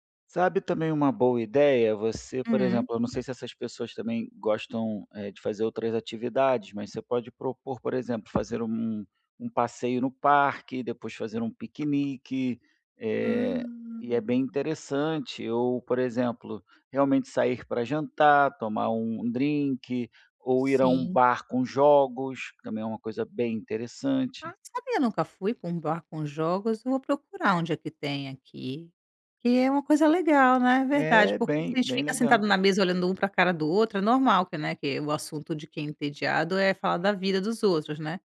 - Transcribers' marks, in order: tapping
- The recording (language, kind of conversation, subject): Portuguese, advice, Como posso lidar com a dificuldade de fazer novas amizades na vida adulta?